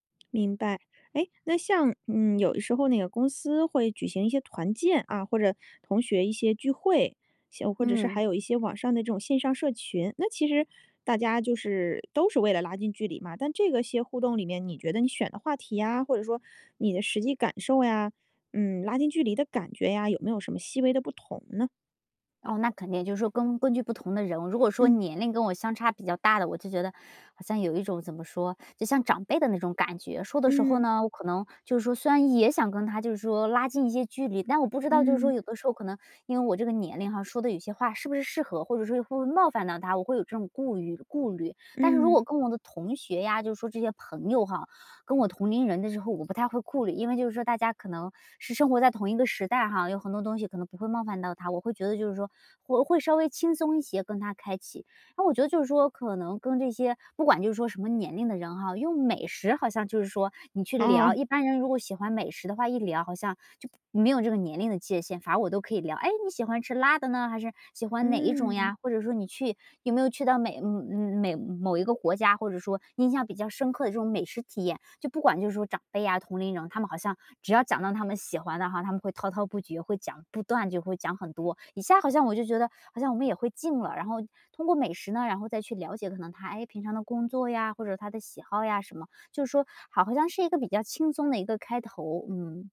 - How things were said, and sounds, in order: none
- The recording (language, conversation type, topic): Chinese, podcast, 你觉得哪些共享经历能快速拉近陌生人距离？